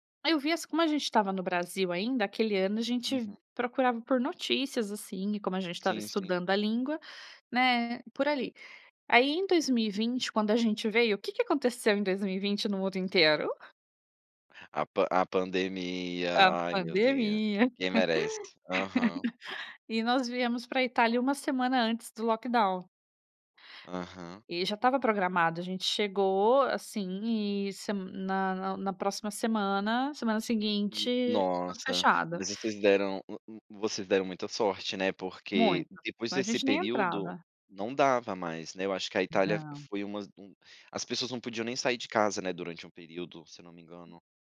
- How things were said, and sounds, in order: laugh
- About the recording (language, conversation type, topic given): Portuguese, podcast, Como a migração da sua família influenciou o seu gosto musical?